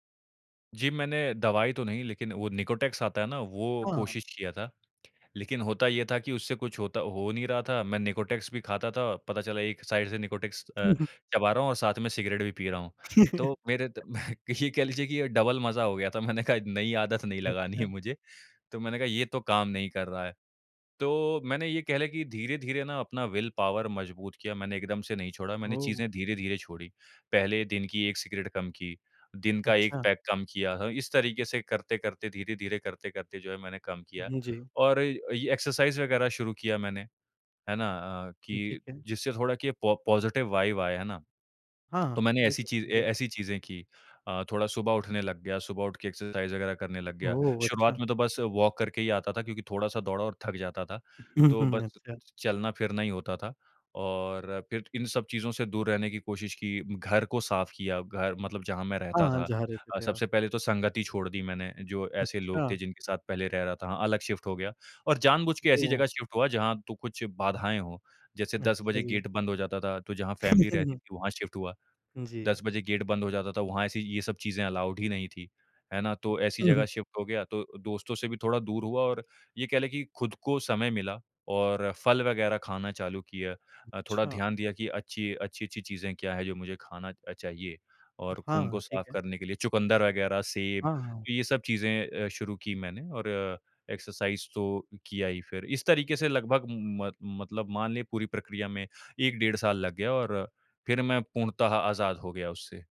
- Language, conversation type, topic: Hindi, podcast, क्या आपने कभी खुद को माफ किया है, और वह पल कैसा था?
- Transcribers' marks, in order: tapping; in English: "साइड"; laugh; chuckle; in English: "डबल"; laughing while speaking: "मैंने कहा नई आदत नहीं लगानी है मुझे"; in English: "विल पावर"; in English: "एक्सरसाइज़"; in English: "पो पॉज़िटिव वाइब"; in English: "एक्सरसाइज़"; in English: "वॉक"; chuckle; in English: "शिफ़्ट"; in English: "शिफ़्ट"; chuckle; in English: "फ़ैमिली"; in English: "शिफ़्ट"; in English: "अलाउड"; in English: "शिफ़्ट"; in English: "एक्सरसाइज़"